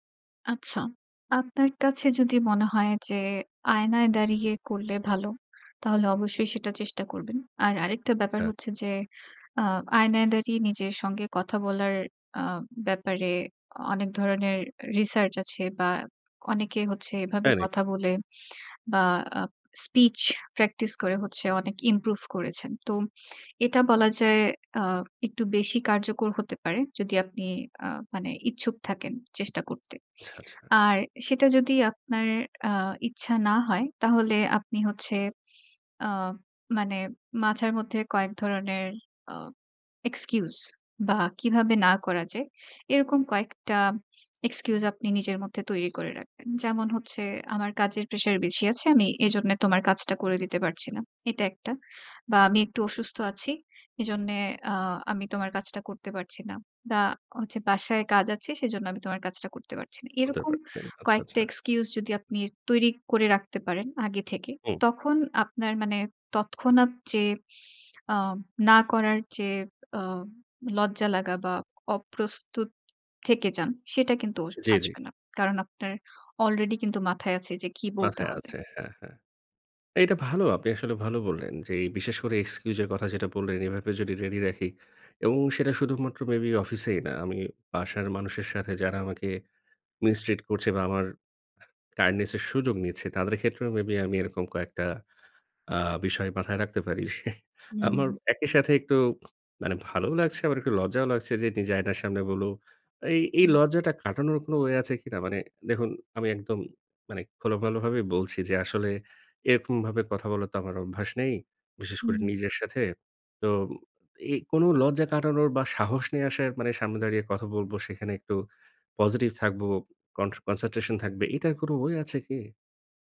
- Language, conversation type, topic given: Bengali, advice, না বলতে না পারার কারণে অতিরিক্ত কাজ নিয়ে আপনার ওপর কি অতিরিক্ত চাপ পড়ছে?
- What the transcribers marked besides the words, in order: in English: "এক্সকিউজ"; in English: "এক্সকিউজ"; tapping; in English: "এক্সকিউজ"; in English: "মিস্ট্রিট"; in English: "কাইন্ডনেস"; scoff; "খোলোমেলাভাবে" said as "খোলোমেলভাবে"; in English: "কনসেনট্রেশন"